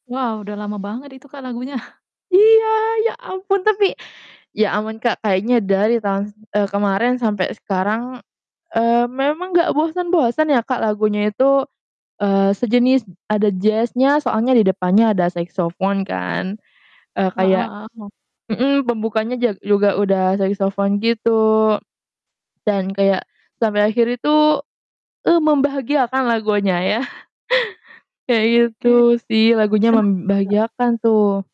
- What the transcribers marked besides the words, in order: static; laughing while speaking: "lagunya"; other background noise; chuckle; distorted speech
- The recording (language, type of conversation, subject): Indonesian, podcast, Lagu apa yang selalu kamu nyanyikan saat karaoke?
- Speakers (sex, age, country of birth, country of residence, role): female, 18-19, Indonesia, Indonesia, guest; female, 25-29, Indonesia, Indonesia, host